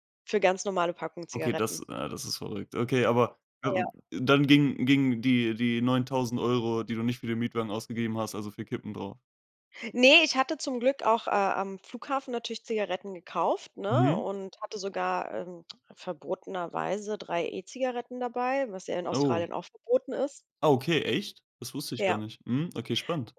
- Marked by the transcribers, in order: unintelligible speech; other background noise; tsk
- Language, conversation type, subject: German, podcast, Was bedeutet „weniger besitzen, mehr erleben“ ganz konkret für dich?